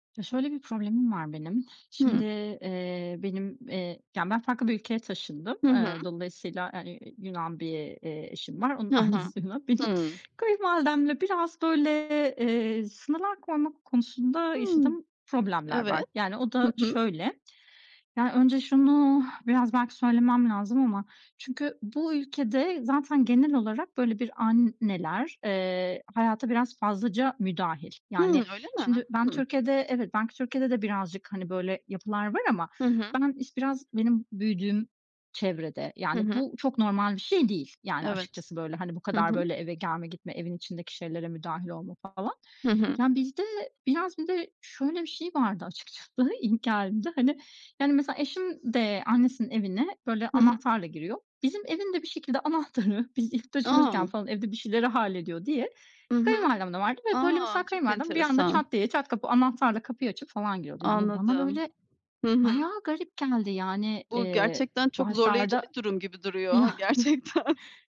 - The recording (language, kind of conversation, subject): Turkish, advice, Kayınvalidenizin müdahaleleri karşısında sağlıklı sınırlarınızı nasıl belirleyip koruyabilirsiniz?
- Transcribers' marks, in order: other background noise; laughing while speaking: "onun annesi Yunan"; baby crying; laughing while speaking: "Yani"; laughing while speaking: "gerçekten"